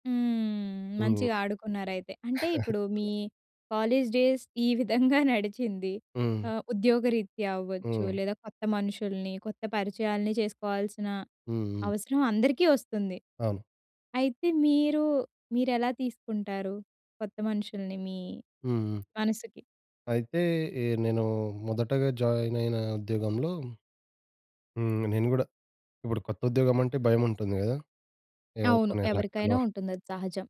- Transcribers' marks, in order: chuckle; in English: "కాలేజ్ డేస్"; tapping
- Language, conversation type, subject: Telugu, podcast, కొత్త సభ్యులను జట్టులో సమర్థవంతంగా ఎలా చేర్చుతారు?